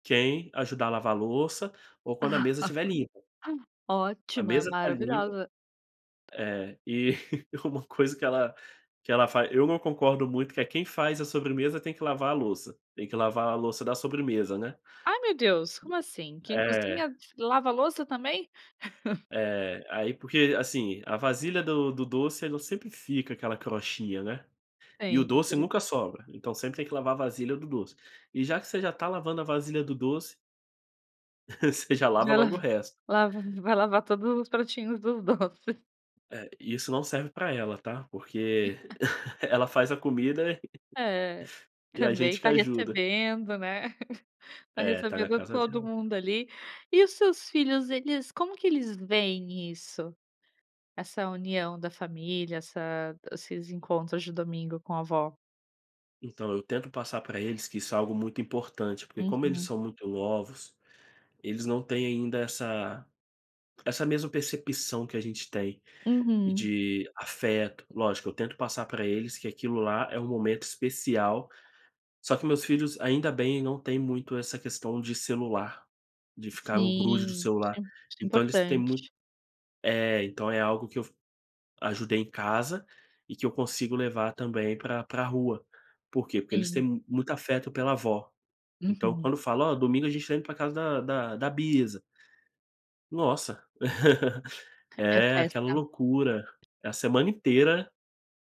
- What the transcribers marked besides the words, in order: laugh; chuckle; tapping; chuckle; "crostinha" said as "crochinha"; chuckle; laughing while speaking: "doces"; laugh; chuckle; chuckle; chuckle
- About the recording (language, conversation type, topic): Portuguese, podcast, O que um almoço de domingo representa para a sua família?